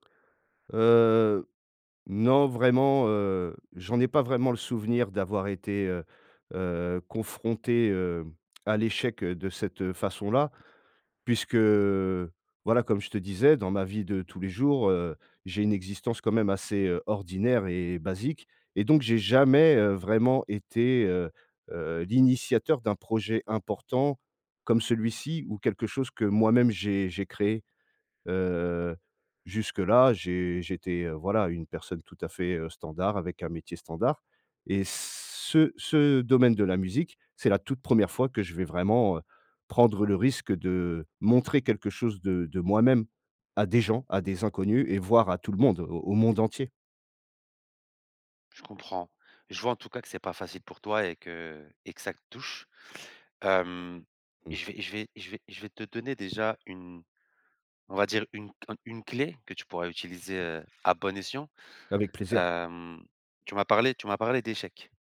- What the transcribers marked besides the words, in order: tapping
- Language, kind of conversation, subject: French, advice, Comment dépasser la peur d’échouer qui m’empêche de lancer mon projet ?